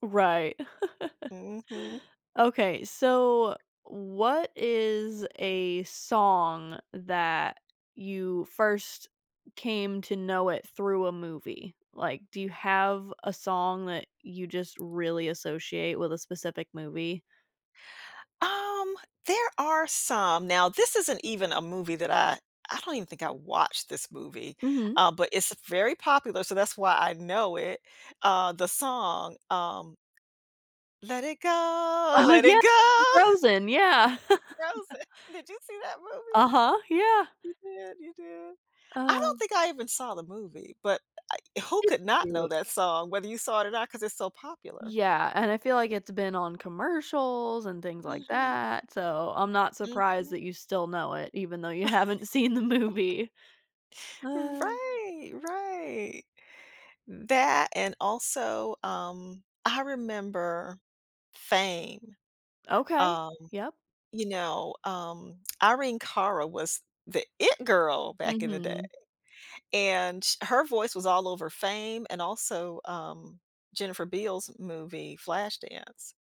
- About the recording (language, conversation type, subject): English, unstructured, How can I stop a song from bringing back movie memories?
- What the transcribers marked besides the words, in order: laugh; tapping; singing: "Let It Go, let It Go"; laugh; laughing while speaking: "It's Frozen. Did you see that movie?"; laugh; laugh; laughing while speaking: "haven't seen the movie"; sigh; stressed: "it"